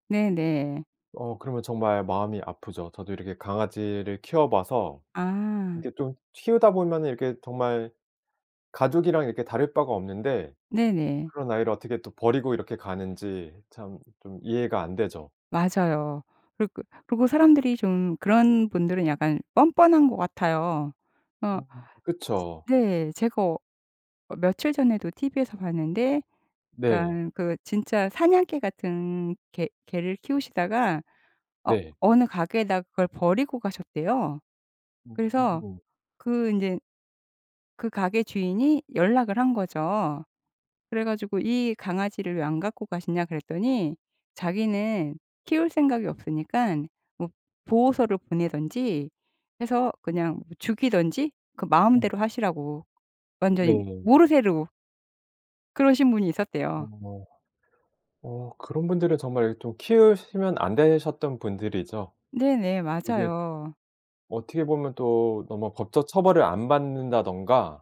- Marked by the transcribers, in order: other background noise; tapping
- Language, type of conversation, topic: Korean, podcast, 자연이 위로가 됐던 순간을 들려주실래요?